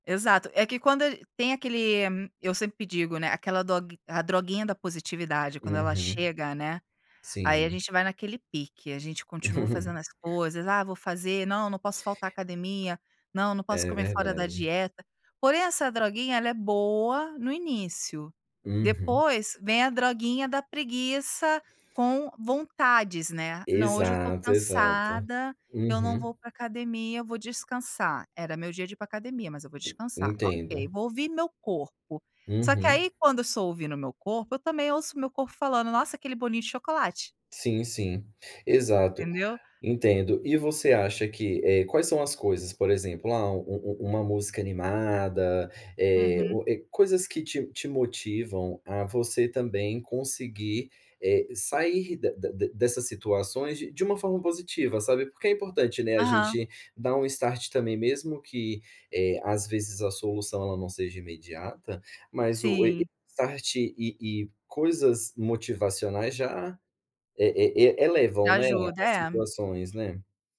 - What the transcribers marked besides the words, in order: chuckle; other noise; in English: "start"; in English: "start"
- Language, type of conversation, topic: Portuguese, podcast, Como você recupera a motivação depois de uma grande falha?